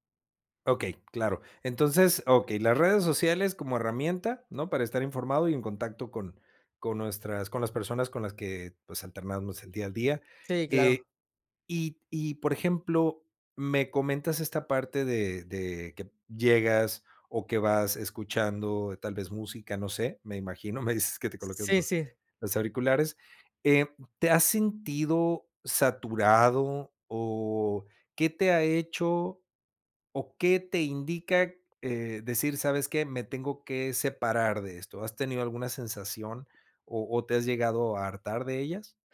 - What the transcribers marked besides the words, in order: none
- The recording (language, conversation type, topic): Spanish, podcast, ¿En qué momentos te desconectas de las redes sociales y por qué?